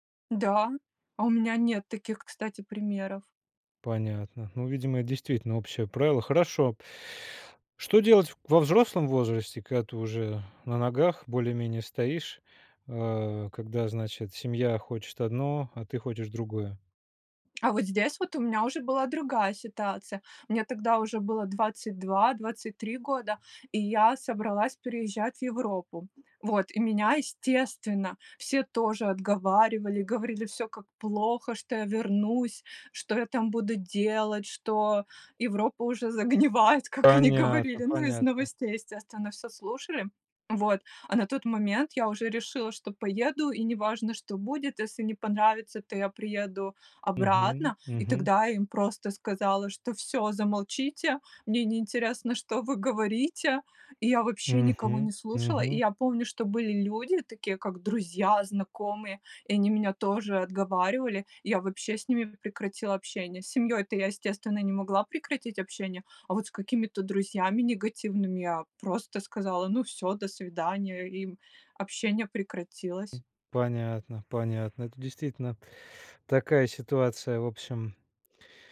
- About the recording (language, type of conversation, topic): Russian, podcast, Что делать, когда семейные ожидания расходятся с вашими мечтами?
- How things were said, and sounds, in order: tapping; laughing while speaking: "загнивает, как они говорили"; other background noise